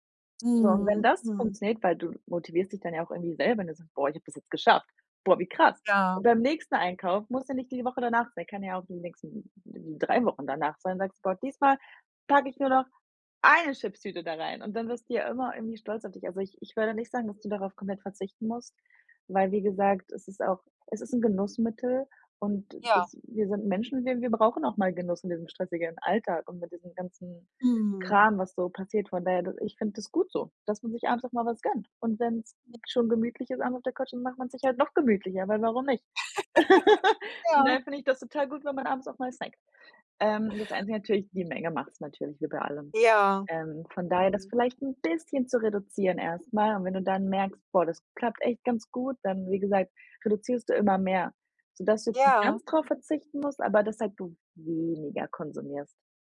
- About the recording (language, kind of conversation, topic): German, advice, Wie kann ich abends trotz guter Vorsätze mit stressbedingtem Essen aufhören?
- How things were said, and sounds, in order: stressed: "eine"; other noise; laugh; stressed: "bisschen"; stressed: "weniger"